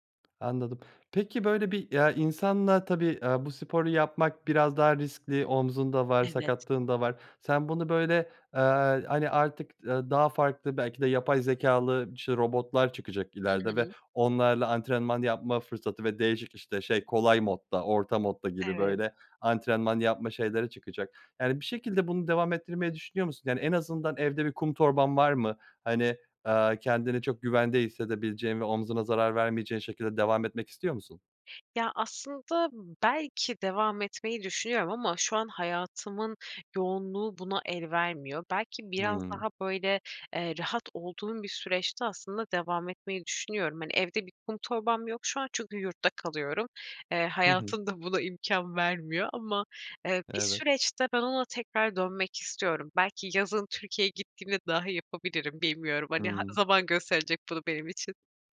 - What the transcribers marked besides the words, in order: none
- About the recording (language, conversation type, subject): Turkish, podcast, Bıraktığın hangi hobiye yeniden başlamak isterdin?